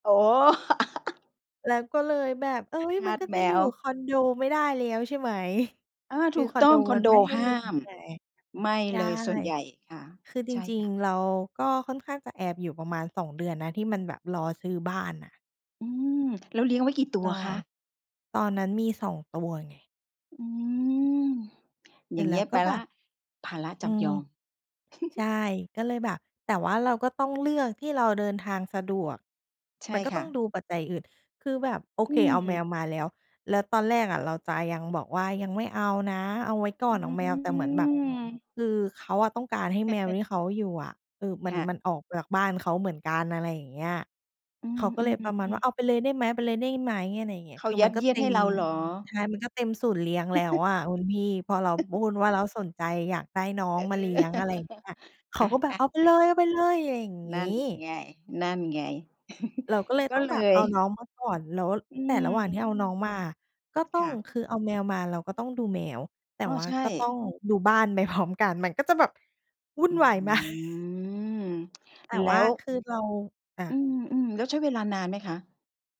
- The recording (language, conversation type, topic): Thai, podcast, คุณตัดสินใจซื้อบ้านหรือเช่าบ้านโดยพิจารณาจากอะไร และมีเหตุผลอะไรประกอบการตัดสินใจของคุณบ้าง?
- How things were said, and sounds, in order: laugh; other background noise; laughing while speaking: "ไหม"; chuckle; chuckle; giggle; giggle; drawn out: "อืม"; laughing while speaking: "มาก"